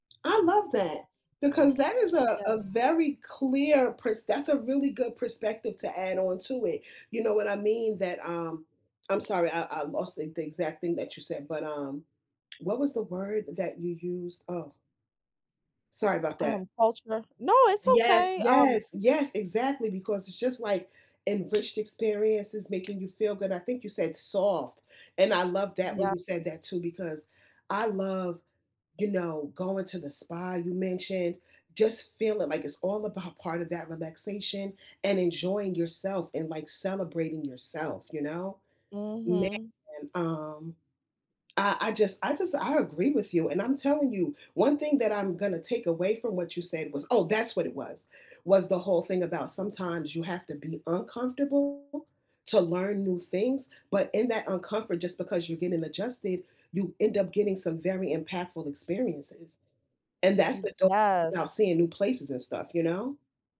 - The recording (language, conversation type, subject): English, unstructured, What travel vibe fits you best—soaking up scenery by train, hopping flights, or road-tripping?
- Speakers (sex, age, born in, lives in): female, 40-44, United States, United States; female, 45-49, United States, United States
- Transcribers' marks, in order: other noise; tapping; other background noise